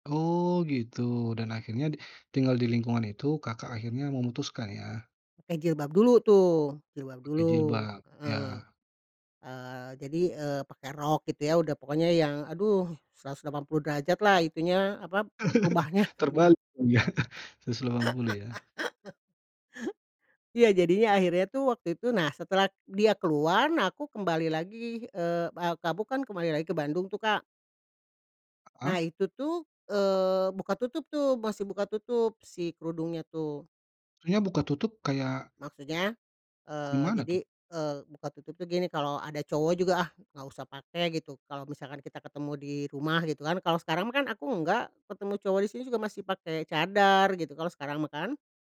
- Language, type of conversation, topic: Indonesian, podcast, Kapan kamu merasa gaya kamu benar-benar otentik?
- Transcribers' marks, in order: laugh; chuckle; laugh; other background noise; tapping